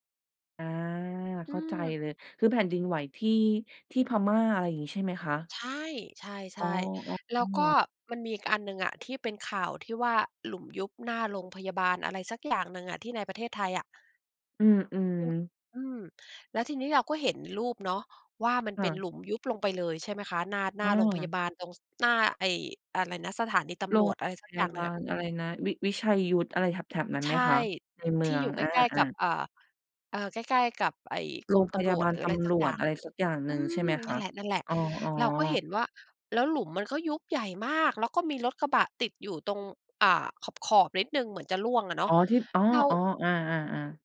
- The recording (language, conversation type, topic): Thai, podcast, เวลาเจอข่าวปลอม คุณทำอะไรเป็นอย่างแรก?
- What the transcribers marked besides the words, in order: unintelligible speech